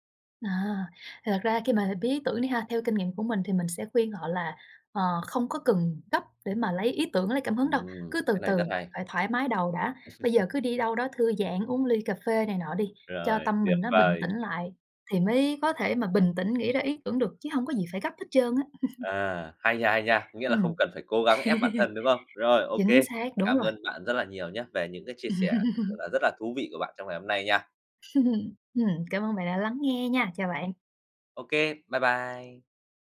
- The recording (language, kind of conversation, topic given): Vietnamese, podcast, Bạn tận dụng cuộc sống hằng ngày để lấy cảm hứng như thế nào?
- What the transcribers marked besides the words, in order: tapping; laugh; laugh; laughing while speaking: "Ừm"; laugh